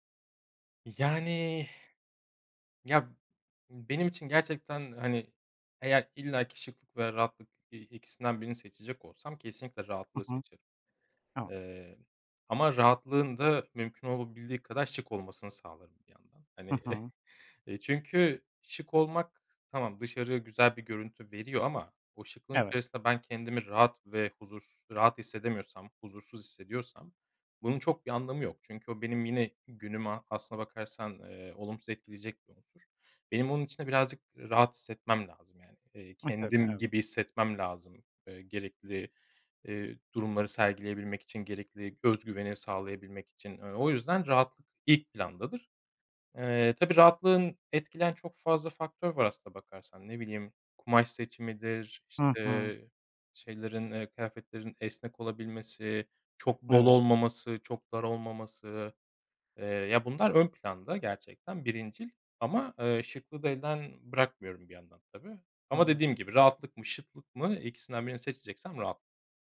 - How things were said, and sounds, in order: drawn out: "Yani"; chuckle; tapping
- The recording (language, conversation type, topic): Turkish, podcast, Giyinirken rahatlığı mı yoksa şıklığı mı önceliklendirirsin?